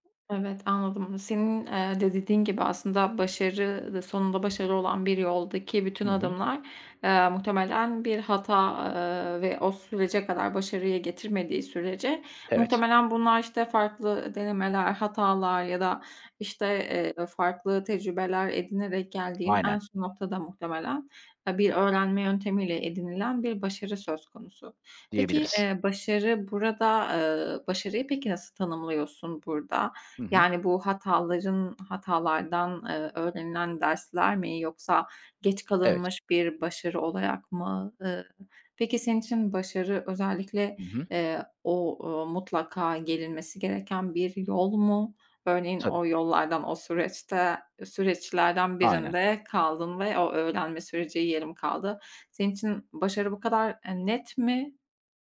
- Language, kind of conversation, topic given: Turkish, podcast, Pişmanlık uyandıran anılarla nasıl başa çıkıyorsunuz?
- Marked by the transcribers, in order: other background noise; tapping